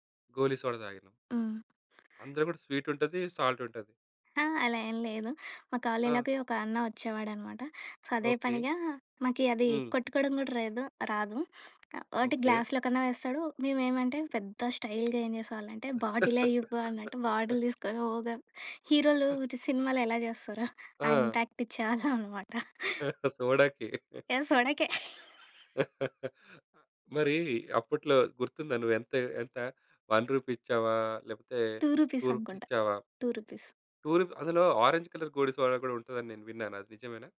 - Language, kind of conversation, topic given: Telugu, podcast, ఏ రుచి మీకు ఒకప్పటి జ్ఞాపకాన్ని గుర్తుకు తెస్తుంది?
- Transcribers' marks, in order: other background noise; in English: "సాల్ట్"; in English: "సో"; in English: "స్టైల్‌గా"; laugh; in English: "బాటిల్"; in English: "ఇంపాక్ట్"; chuckle; laugh; chuckle; in English: "వన్ రూపీ"; in English: "టూ రుపీస్"; in English: "టూ రుపీస్"; in English: "టూ రుపీస్"; in English: "టూ రు"; in English: "ఒరంజ్ కలర్"